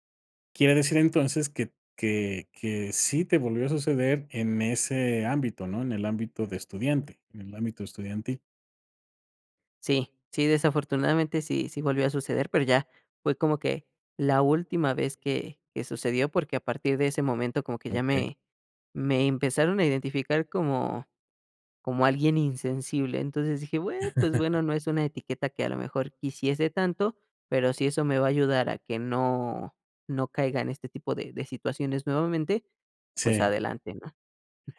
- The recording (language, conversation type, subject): Spanish, podcast, ¿Cuál fue un momento que cambió tu vida por completo?
- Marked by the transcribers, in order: laugh; other noise